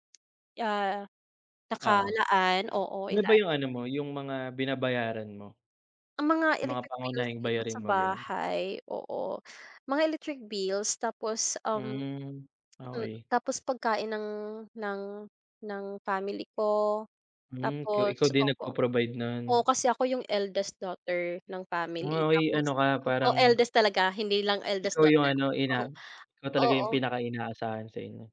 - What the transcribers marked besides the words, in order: tapping
- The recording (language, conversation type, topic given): Filipino, unstructured, Paano mo pinaplano ang iyong badyet buwan-buwan, at ano ang una mong naiisip kapag pinag-uusapan ang pagtitipid?